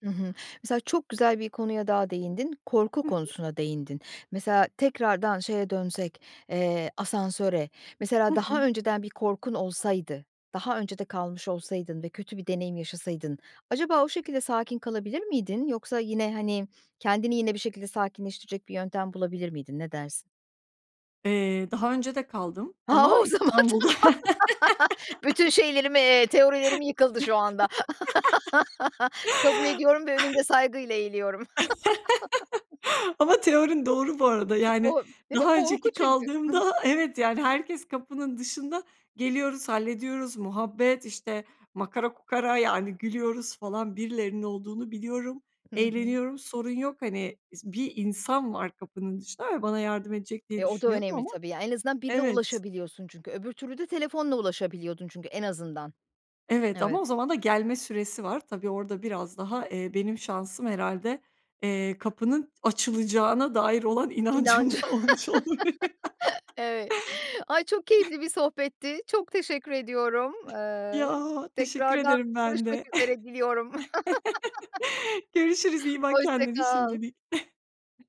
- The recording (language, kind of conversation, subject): Turkish, podcast, Kriz anlarında sakin kalmayı nasıl öğrendin?
- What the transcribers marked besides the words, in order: other background noise; tapping; laughing while speaking: "o zaman tamam"; laughing while speaking: "İstanbul'da"; laugh; laugh; laughing while speaking: "inancım da olmuş olabilir"; laugh; laughing while speaking: "Evet"; laugh; chuckle; laugh; chuckle